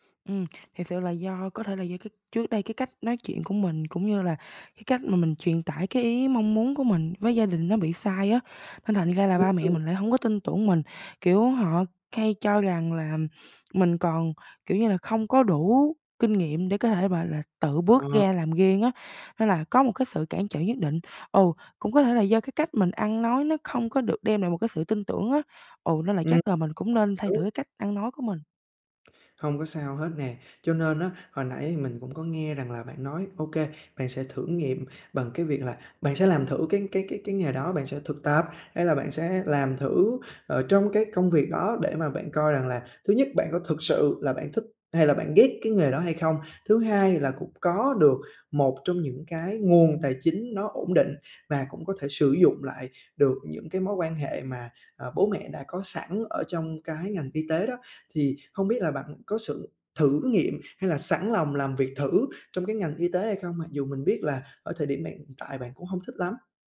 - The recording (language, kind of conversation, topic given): Vietnamese, advice, Làm sao để đối mặt với áp lực từ gia đình khi họ muốn tôi chọn nghề ổn định và thu nhập cao?
- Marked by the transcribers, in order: tapping; unintelligible speech; other background noise